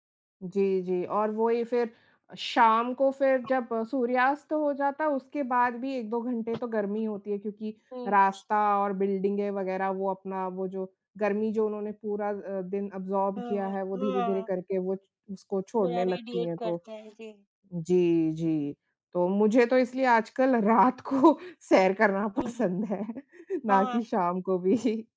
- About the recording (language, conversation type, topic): Hindi, unstructured, सुबह की सैर या शाम की सैर में से आपके लिए कौन सा समय बेहतर है?
- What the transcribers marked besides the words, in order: other background noise; tapping; in English: "एब्ज़ॉर्ब"; in English: "रेडिएट"; laughing while speaking: "रात को"; laughing while speaking: "है"; chuckle; laughing while speaking: "भी"